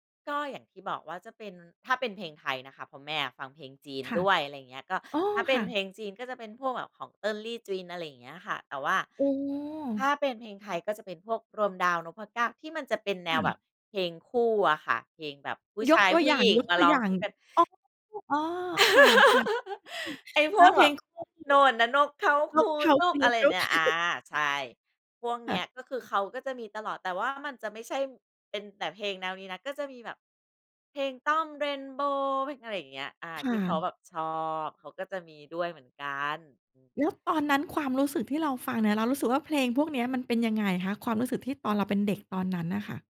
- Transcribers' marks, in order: laugh; singing: "โน่นน่ะนกเขาคูจุ๊ก"; unintelligible speech; unintelligible speech; chuckle
- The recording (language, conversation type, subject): Thai, podcast, เพลงอะไรที่ทำให้คุณนึกถึงวัยเด็กมากที่สุด?